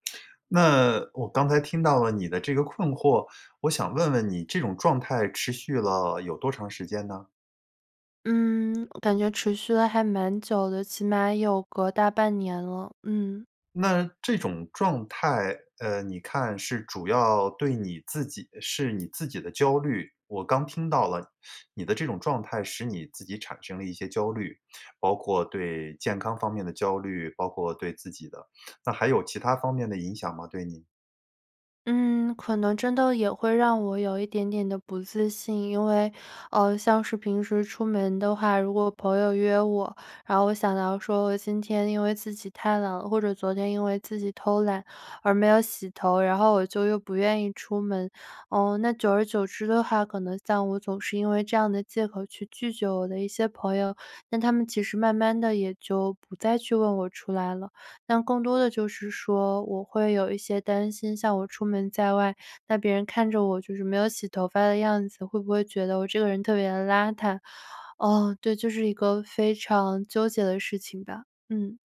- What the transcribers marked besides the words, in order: none
- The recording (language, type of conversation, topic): Chinese, advice, 你会因为太累而忽视个人卫生吗？